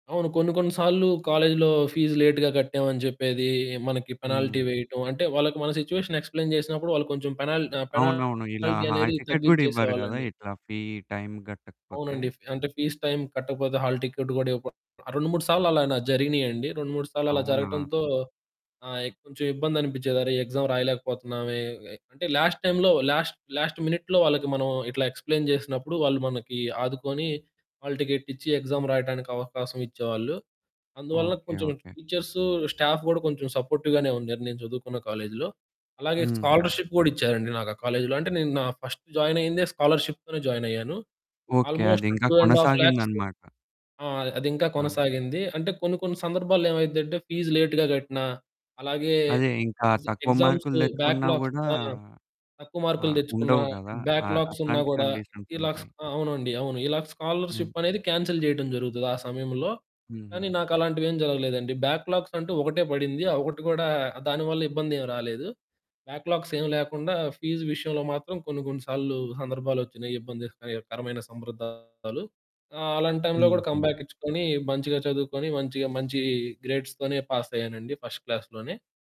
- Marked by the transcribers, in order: in English: "ఫీస్ లేట్‌గా"; in English: "పెనాల్టీ"; in English: "సిట్యుయేషన్ ఎక్స్‌ప్లేయిన్"; in English: "పెనాల్ పెనాల్టీ"; distorted speech; in English: "హాల్ టికెట్"; in English: "ఫీ టైమ్"; in English: "ఫీస్ టైమ్"; static; in English: "హాల్ టికెట్"; in English: "ఎగ్జామ్"; in English: "లాస్ట్ టైమ్‌లో లాస్ట్ లాస్ట్ మినిట్‌లో"; in English: "ఎక్స్‌ప్లేయిన్"; in English: "హాల్"; in English: "ఎగ్జామ్"; in English: "టీచర్స్ స్టాఫ్"; in English: "సపోర్టివ్"; in English: "స్కాలర్‌షిప్"; in English: "ఫస్ట్"; in English: "స్కాలర్షిప్"; in English: "ఆల్మోస్ట్ టూ అండ్ హాఫ్ ల్యాక్స్"; in English: "ఫీస్ లేట్‌గా"; in English: "ఎగ్జ్ ఎగ్జామ్స్ బ్యాక్‌లాగ్స్"; in English: "కండిషన్స్"; in English: "కాన్సెల్"; in English: "బ్యాక్‌లాగ్స్"; in English: "బ్యాక్‌లాగ్స్"; in English: "ఫీస్"; in English: "గ్రేడ్స్‌తోనే"; in English: "ఫస్ట్ క్లాస్‌లోనే"
- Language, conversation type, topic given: Telugu, podcast, ఒక లక్ష్యాన్ని చేరుకోవాలన్న మీ నిర్ణయం మీ కుటుంబ సంబంధాలపై ఎలా ప్రభావం చూపిందో చెప్పగలరా?